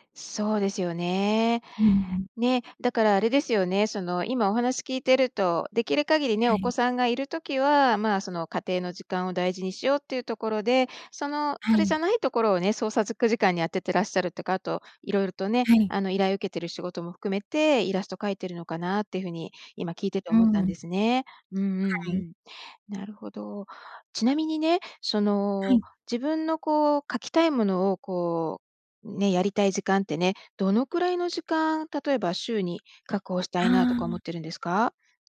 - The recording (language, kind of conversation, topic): Japanese, advice, 創作の時間を定期的に確保するにはどうすればいいですか？
- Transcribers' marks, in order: "創作時間" said as "そうさずくじかん"